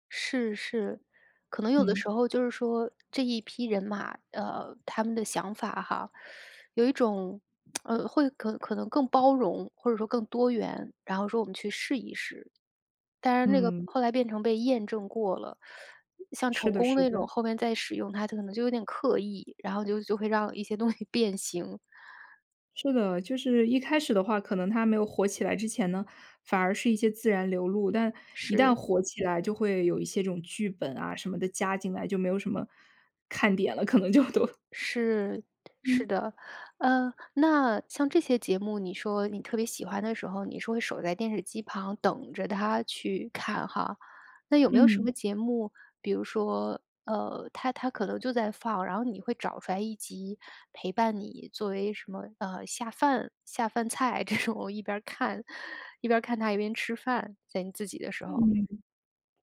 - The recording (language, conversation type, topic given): Chinese, podcast, 你小时候最爱看的节目是什么？
- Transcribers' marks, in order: teeth sucking; lip smack; teeth sucking; laughing while speaking: "可能就都"; laughing while speaking: "这种"